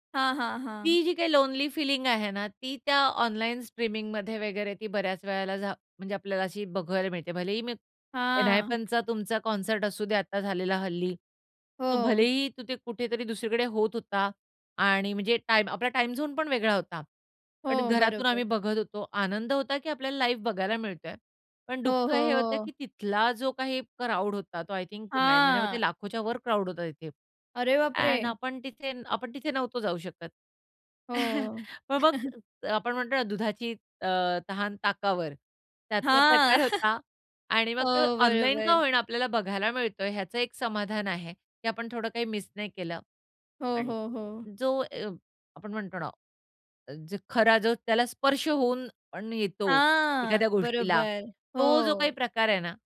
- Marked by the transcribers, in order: in English: "लोनली फीलिंग"; drawn out: "हां"; in English: "कॉन्सर्ट"; in English: "टाईम झोन"; in English: "लाईव्ह"; drawn out: "हां"; in English: "क्राउड"; surprised: "अरे, बापरे!"; in English: "आय थिंक"; in English: "क्राउड"; in English: "अँन्ड"; chuckle; chuckle; chuckle; in English: "मिस"; drawn out: "हां"
- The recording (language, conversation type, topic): Marathi, podcast, लाईव्ह कॉन्सर्टचा अनुभव कधी वेगळा वाटतो आणि त्यामागची कारणं काय असतात?